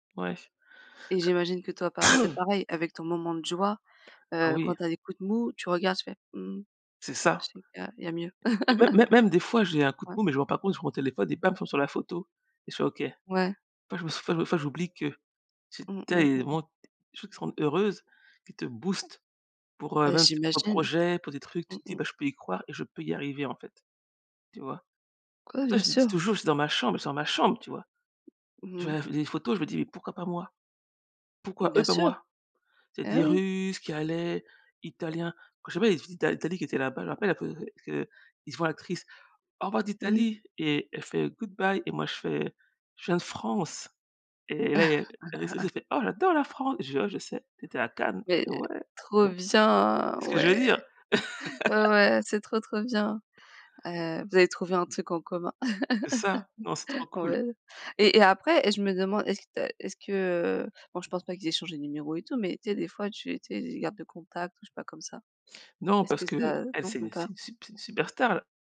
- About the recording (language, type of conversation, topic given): French, unstructured, Peux-tu partager un moment où tu as ressenti une vraie joie ?
- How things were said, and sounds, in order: other background noise; sneeze; chuckle; tapping; in English: "Good bye"; chuckle; put-on voice: "Oh, j'adore la France !"; laugh; chuckle